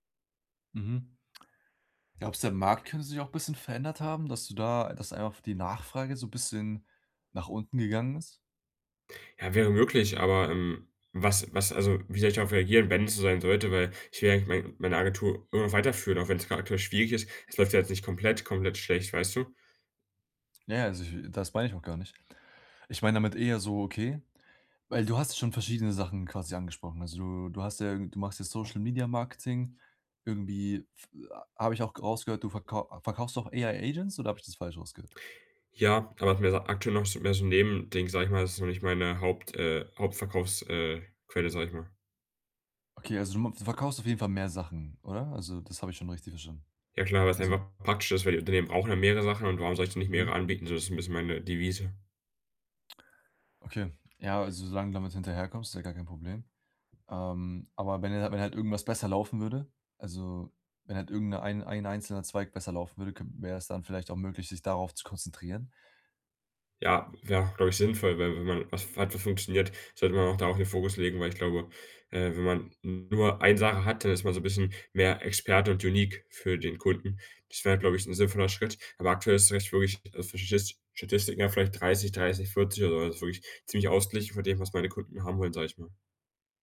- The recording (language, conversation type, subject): German, advice, Wie kann ich Motivation und Erholung nutzen, um ein Trainingsplateau zu überwinden?
- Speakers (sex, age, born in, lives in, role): male, 18-19, Germany, Germany, user; male, 20-24, Germany, Germany, advisor
- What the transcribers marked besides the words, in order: other background noise; tapping; in English: "AI-Agents"; in English: "unique"